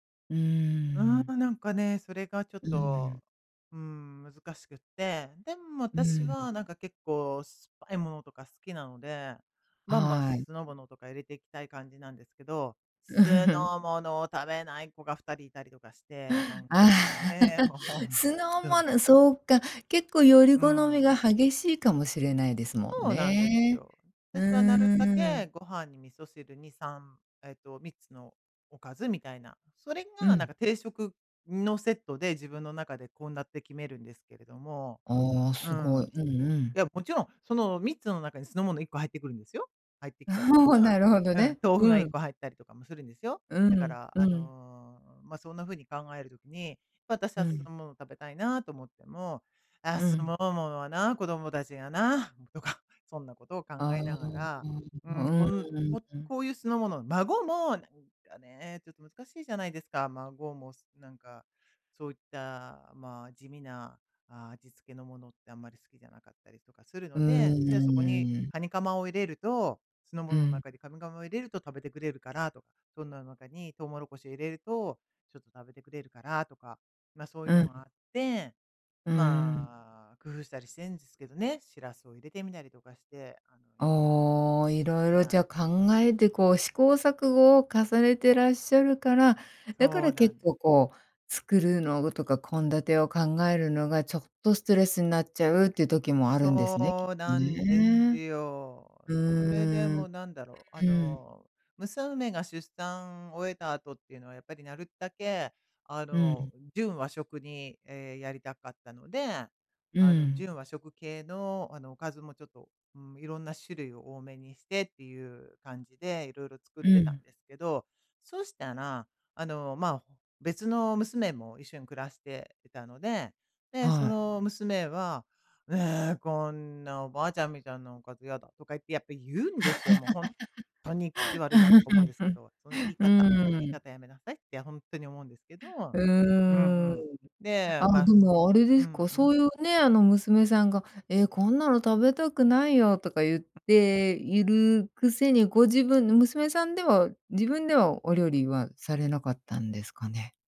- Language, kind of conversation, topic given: Japanese, advice, 家族の好みが違って食事作りがストレスになっているとき、どうすれば負担を減らせますか？
- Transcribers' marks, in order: other background noise; chuckle; laugh; laughing while speaking: "もうほんとに"; "酢のもの" said as "すもうもの"; laugh; other noise